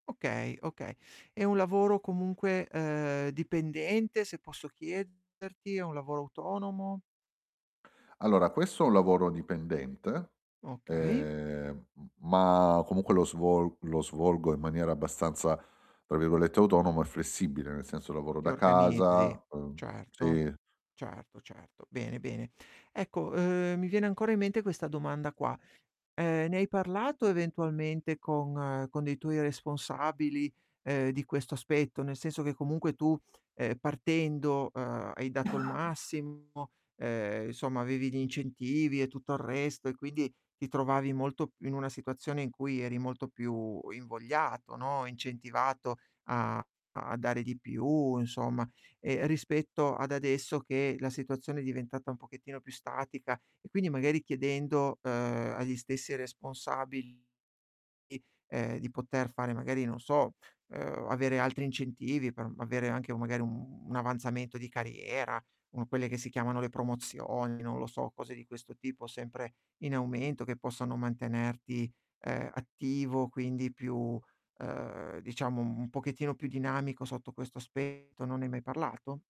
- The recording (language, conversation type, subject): Italian, advice, Come posso mantenere la disciplina quando la motivazione cala?
- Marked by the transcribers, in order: distorted speech; tapping; cough